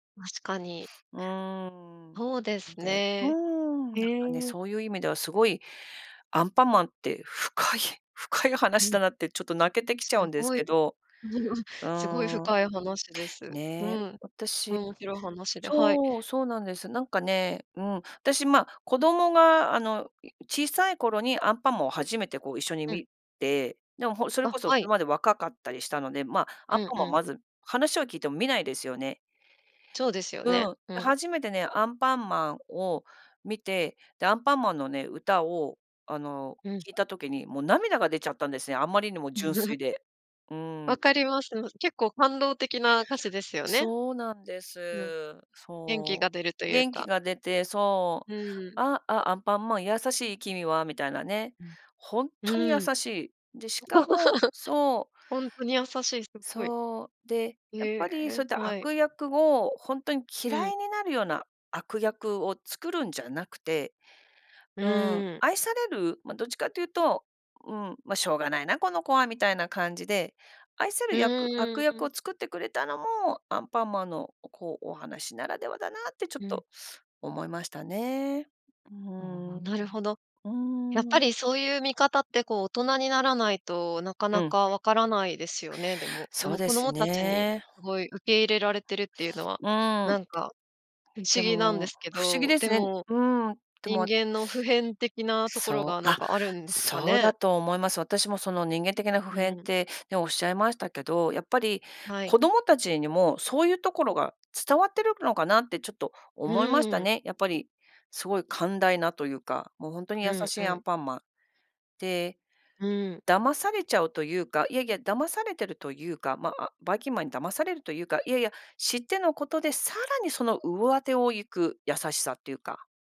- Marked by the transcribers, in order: laugh; laugh; singing: "あ、あ、アンパンマン優しい君は"; laugh; unintelligible speech; other background noise
- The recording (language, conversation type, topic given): Japanese, podcast, 魅力的な悪役はどのように作られると思いますか？
- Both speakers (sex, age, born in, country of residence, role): female, 35-39, Japan, Japan, host; female, 50-54, Japan, United States, guest